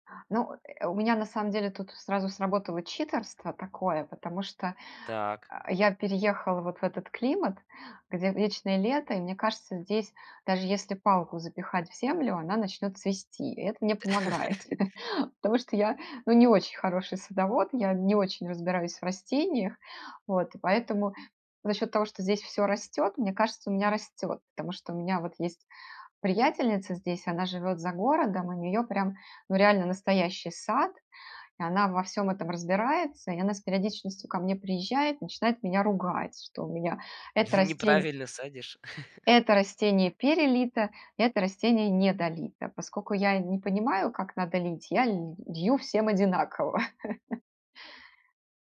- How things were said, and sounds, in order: in English: "читерство"; tapping; chuckle; chuckle; chuckle
- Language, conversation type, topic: Russian, podcast, Как лучше всего начать выращивать мини-огород на подоконнике?